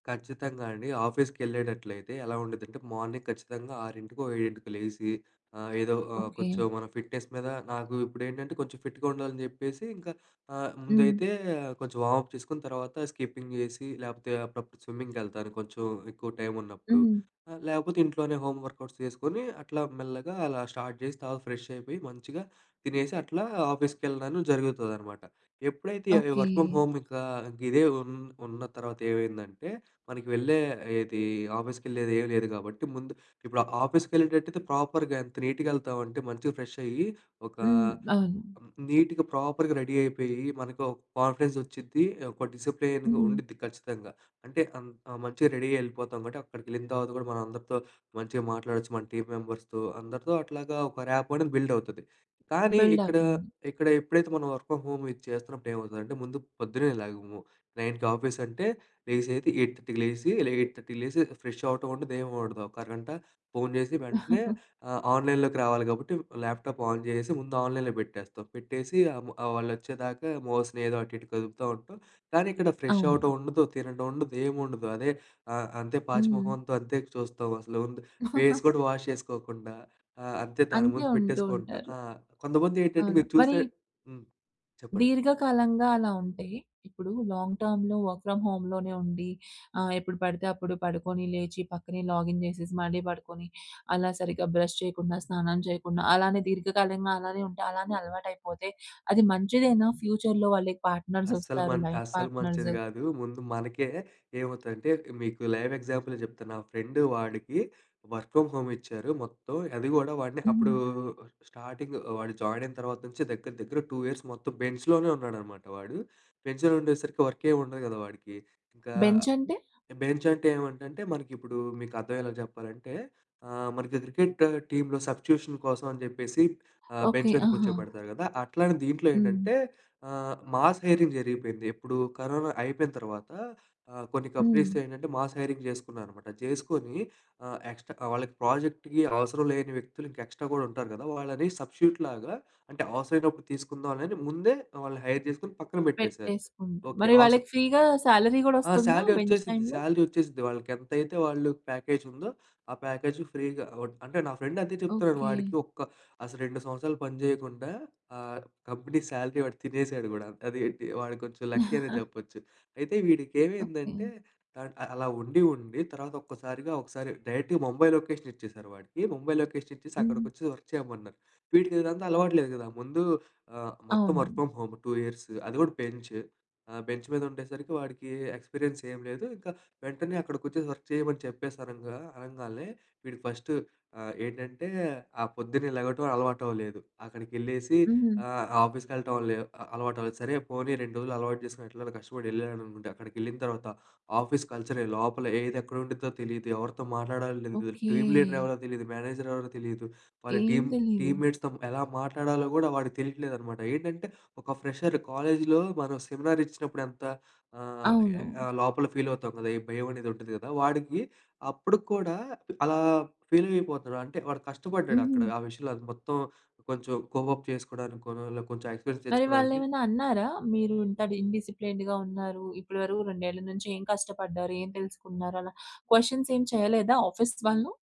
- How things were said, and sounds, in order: in English: "మార్నింగ్"; in English: "ఫిట్‍నెస్"; in English: "ఫిట్‍గా"; in English: "వార్మప్"; in English: "స్కిపింగ్"; in English: "హోం వర్కౌట్స్"; in English: "స్టార్ట్"; in English: "వర్క్ ఫ్రమ్ హోమ్"; in English: "ప్రాపర్‌గా"; in English: "నీట్‌గా"; in English: "నీట్‍గా ప్రాపర్‌గా రెడీ"; in English: "కాన్ఫిడెన్స్"; in English: "డిసిప్లిన్‌గా"; in English: "రెడీ"; in English: "టీమ్ మెంబర్స్‌తో"; in English: "ర్యాపొ"; in English: "వర్క్ ఫ్రామ్ హోమ్"; in English: "నైన్‌కి"; in English: "ఎయిట్ థర్టీకి"; in English: "ఎయిట్ థర్టీకి"; chuckle; in English: "ఆన్‍లైన్‍లోకి"; in English: "ల్యాప్‍టాప్ ఆన్"; in English: "మౌస్"; chuckle; in English: "ఫేస్"; in English: "వాష్"; in English: "లాంగ్ టర్మ్‌లో వర్క్ ఫ్రమ్ హోమ్‌లోనే"; in English: "లాగిన్"; in English: "బ్రష్"; in English: "ఫ్యూచర్‌లో"; in English: "లైవ్"; in English: "వర్క్ ఫ్రమ్ హోమ్"; in English: "స్టార్టింగ్"; in English: "టూ ఇయర్స్"; in English: "బెంచ్‌లోనే"; in English: "బెంచ్‌లో"; in English: "సబ్‌స్టిట్యూషన్"; in English: "బెంచ్"; in English: "మాస్ హైరింగ్"; in English: "కంపెనీస్"; in English: "మాస్ హైరింగ్"; in English: "ఎక్స్‌ట్రా"; in English: "ప్రాజెక్ట్‌కి"; in English: "ఎక్స్‌ట్రా"; in English: "సబ్‌స్టిట్యూట్"; in English: "హైర్"; in English: "ఫ్రీ గా సాలరీ"; in English: "శాలరీ"; in English: "బెంచ్"; in English: "శాలరీ"; in English: "ప్యాకేజ్"; in English: "ఫ్రీగా"; in English: "కంపెనీ శాలరీ"; in English: "లక్కీ"; chuckle; in English: "డైరెక్ట్‌గా"; in English: "లొకేషన్"; in English: "లొకేషన్"; in English: "వర్క్"; in English: "వర్క్ ఫ్రమ్ హోమ్ టూ ఇయర్స్"; in English: "బెంచ్"; in English: "బెంచ్"; in English: "ఎక్స్‌పీరియన్స్"; in English: "వర్క్"; in English: "కల్చర్"; in English: "టీమ్ లీడర్"; in English: "మేనేజర్"; in English: "టీమ్, టీమ్ మేట్స్‌తో"; in English: "ఫ్రెషర్"; in English: "కోప్అప్"; in English: "ఎక్స్‌పీరియన్స్"; in English: "ఇండిస్‌ప్లేయిన్డ్‌గా"; in English: "క్వశ్చన్స్"
- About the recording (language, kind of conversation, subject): Telugu, podcast, వర్క్‌ఫ్రమ్‌హోమ్ సమయంలో బౌండరీలు ఎలా పెట్టుకుంటారు?